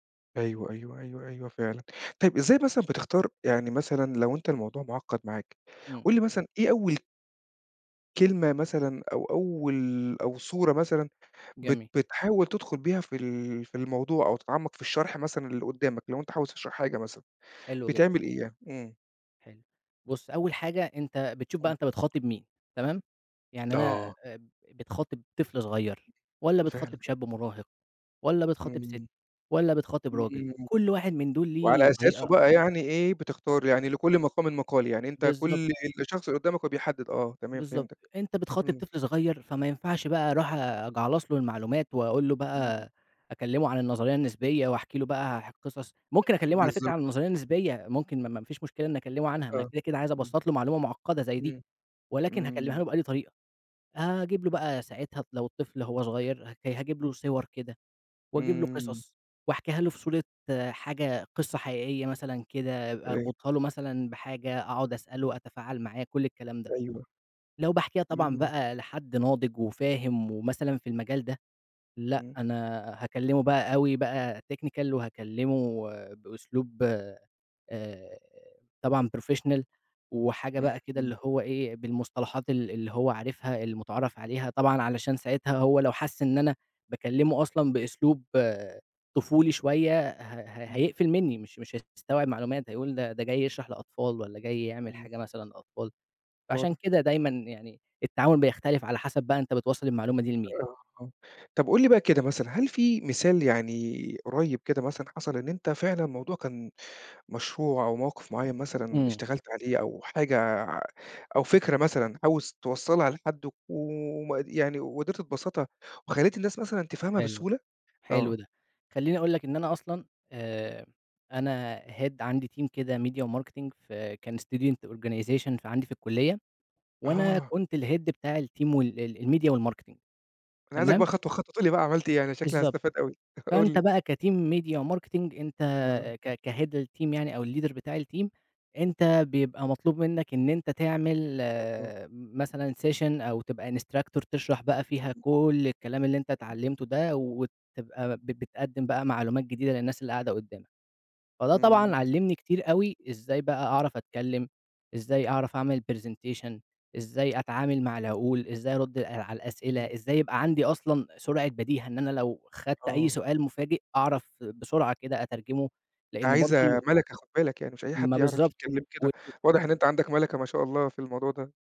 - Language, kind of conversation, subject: Arabic, podcast, إزاي تشرح فكرة معقّدة بشكل بسيط؟
- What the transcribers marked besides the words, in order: tapping; unintelligible speech; in English: "technical"; in English: "professional"; unintelligible speech; in English: "head"; in English: "team"; in English: "ميديا وmarketing"; in English: "student organization"; in English: "الhead"; in English: "الteam"; in English: "الميديا والmarketing"; chuckle; in English: "كteam ميديا، وmarketing"; in English: "كhead الteam"; in English: "الleader"; in English: "الteam"; in English: "session"; in English: "instructor"; in English: "presentation"; unintelligible speech